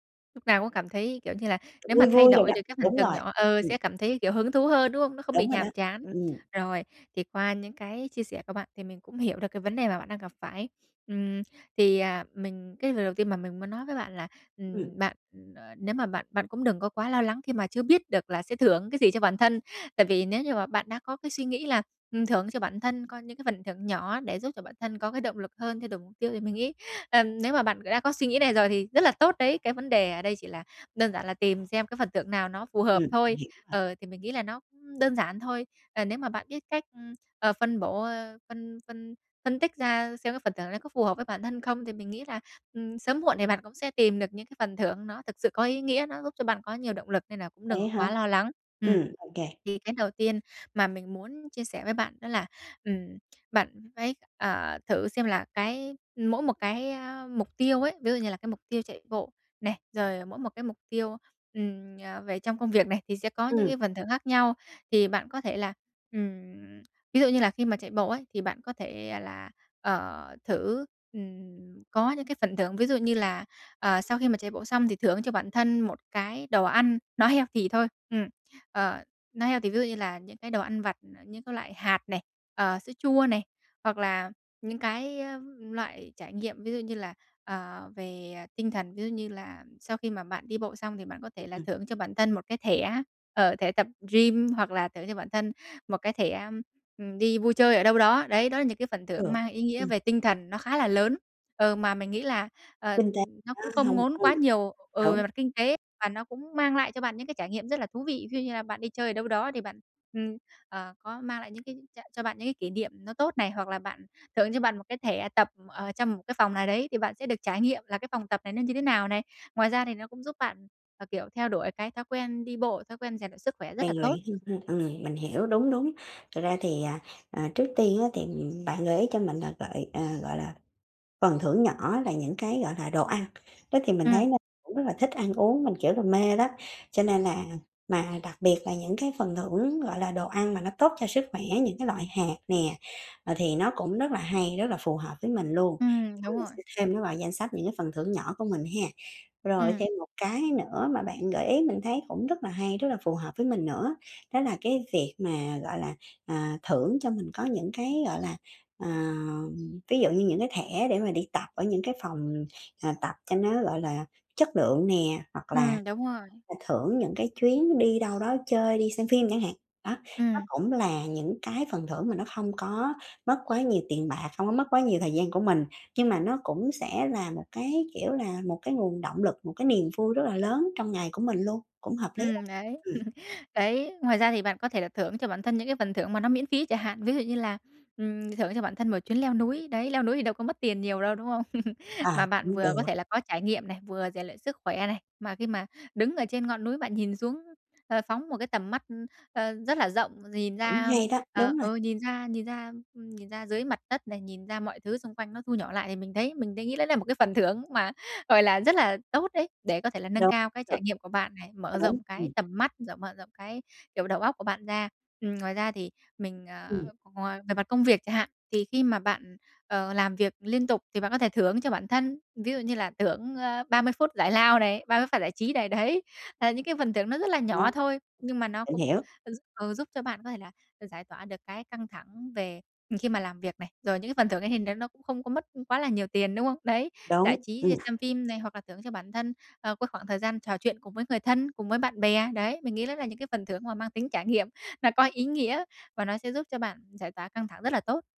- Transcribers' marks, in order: tapping; in English: "heo thì"; "healthy" said as "heo thì"; in English: "heo thì"; "healthy" said as "heo thì"; other background noise; laugh; laugh; laughing while speaking: "thưởng mà gọi là rất là"; laughing while speaking: "thưởng, ơ, ba mươi phút … trí này, đấy"; unintelligible speech; laughing while speaking: "tính trải nghiệm"
- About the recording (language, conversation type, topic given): Vietnamese, advice, Làm sao tôi có thể chọn một phần thưởng nhỏ nhưng thật sự có ý nghĩa cho thói quen mới?